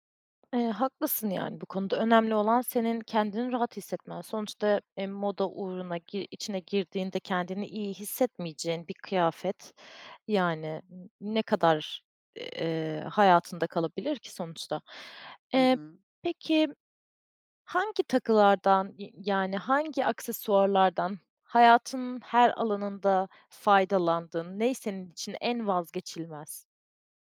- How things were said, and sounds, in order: none
- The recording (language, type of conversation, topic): Turkish, podcast, Stil değişimine en çok ne neden oldu, sence?